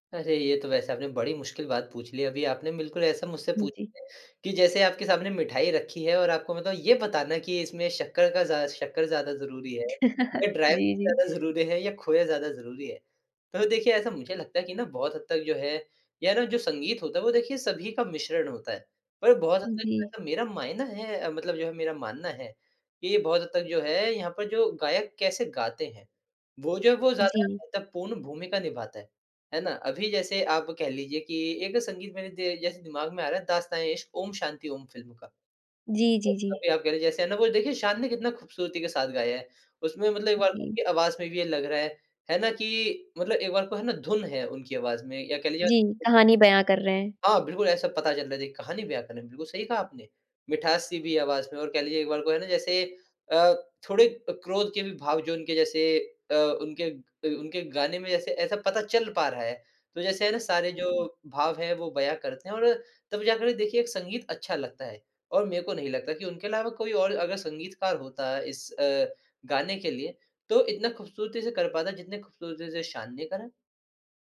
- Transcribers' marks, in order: chuckle; in English: "ड्राइव"
- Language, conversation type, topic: Hindi, podcast, कौन-सा गाना आपको किसी की याद दिलाता है?